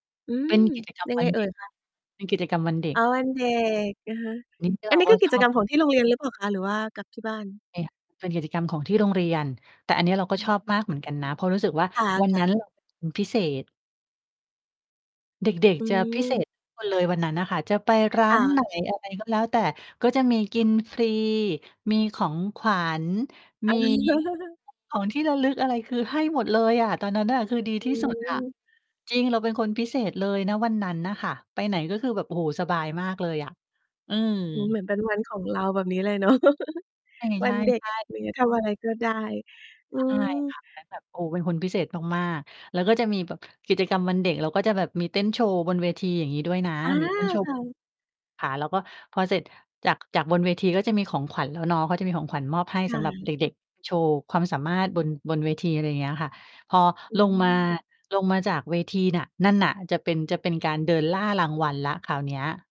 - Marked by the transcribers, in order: distorted speech; chuckle; laughing while speaking: "เนาะ"; chuckle
- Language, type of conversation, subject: Thai, podcast, ตอนเด็ก ๆ คุณคิดถึงประเพณีอะไรที่สุด?